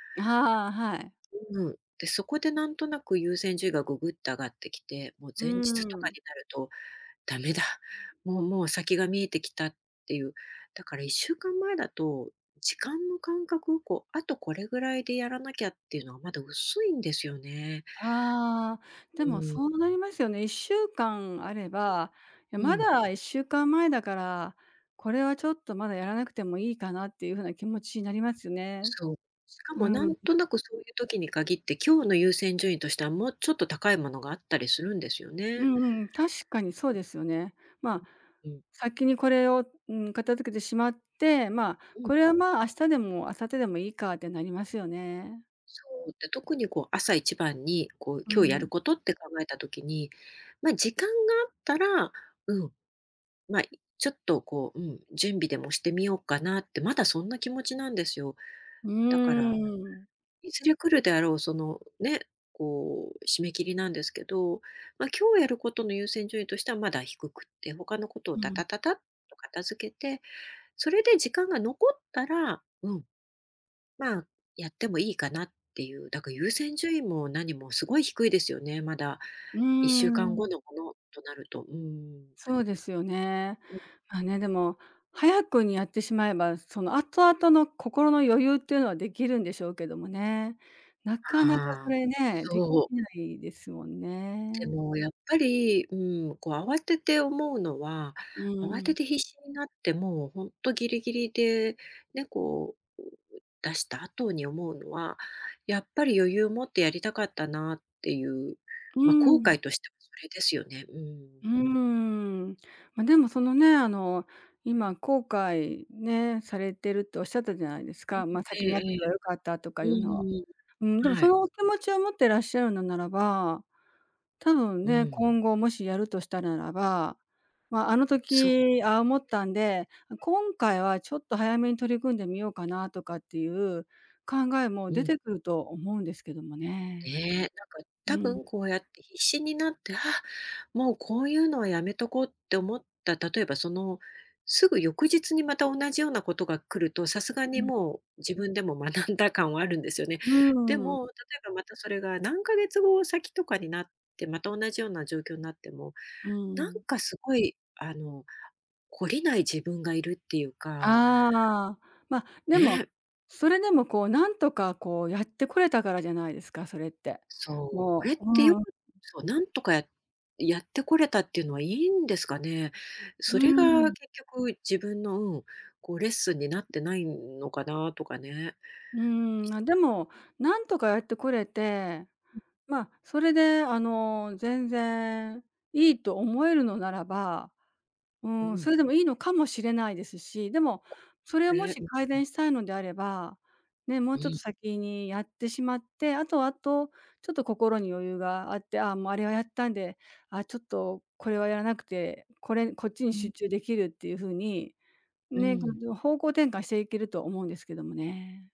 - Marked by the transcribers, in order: other background noise; laughing while speaking: "学んだ感"; unintelligible speech
- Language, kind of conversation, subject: Japanese, advice, 締め切り前に慌てて短時間で詰め込んでしまう癖を直すにはどうすればよいですか？